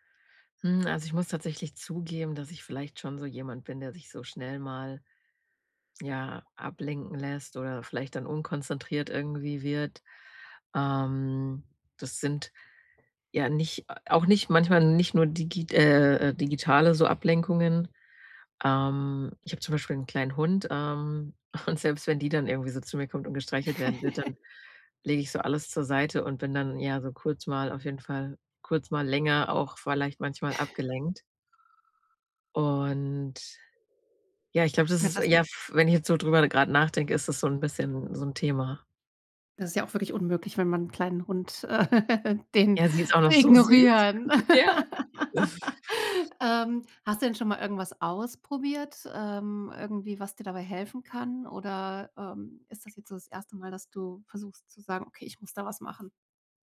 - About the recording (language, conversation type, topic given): German, advice, Wie kann ich digitale Ablenkungen verringern, damit ich mich länger auf wichtige Arbeit konzentrieren kann?
- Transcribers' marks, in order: other background noise; laughing while speaking: "und"; chuckle; snort; laughing while speaking: "äh"; laugh; chuckle